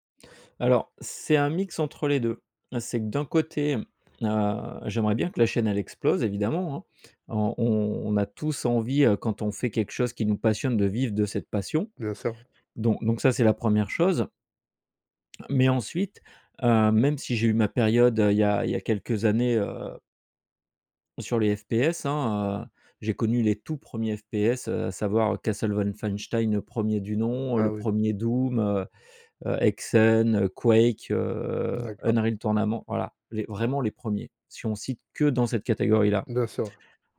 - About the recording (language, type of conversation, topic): French, podcast, Comment gères-tu les critiques quand tu montres ton travail ?
- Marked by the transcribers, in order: other background noise